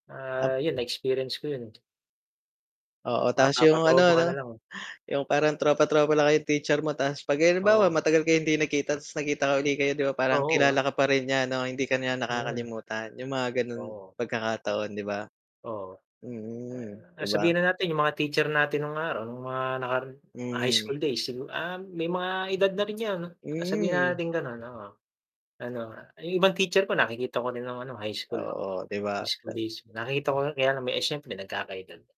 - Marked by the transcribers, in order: tapping; static; mechanical hum; distorted speech; other background noise
- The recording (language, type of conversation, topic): Filipino, unstructured, Ano ang paborito mong asignatura, at bakit?
- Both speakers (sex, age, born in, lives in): male, 30-34, Philippines, Philippines; male, 35-39, Philippines, Philippines